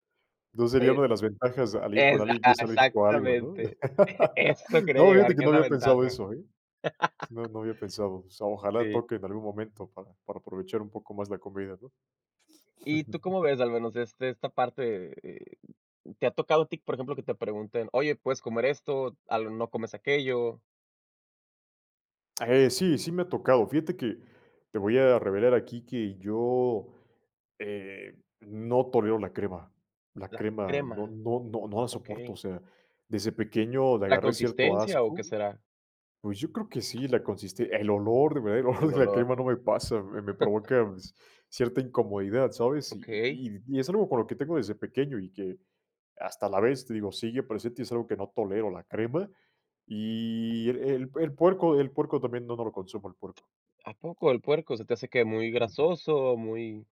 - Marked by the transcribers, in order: chuckle; laugh; background speech; laugh; tapping; chuckle; giggle; laugh
- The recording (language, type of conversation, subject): Spanish, podcast, ¿Cómo manejas las alergias o dietas especiales en una reunión?